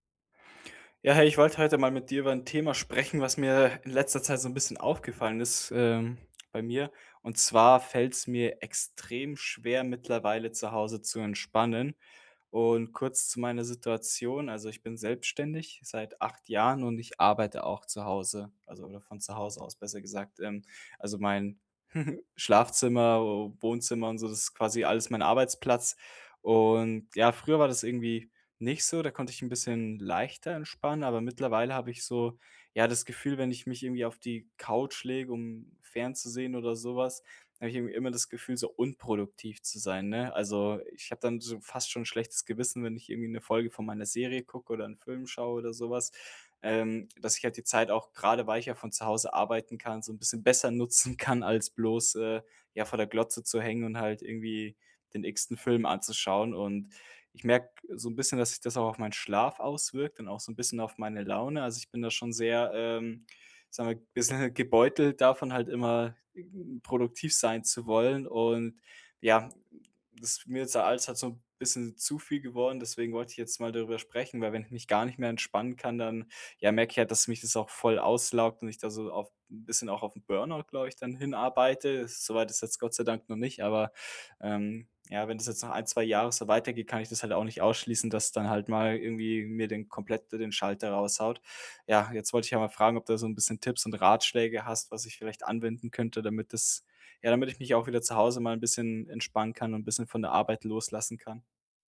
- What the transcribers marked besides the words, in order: chuckle
- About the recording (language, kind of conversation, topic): German, advice, Warum fällt es mir schwer, zu Hause zu entspannen und loszulassen?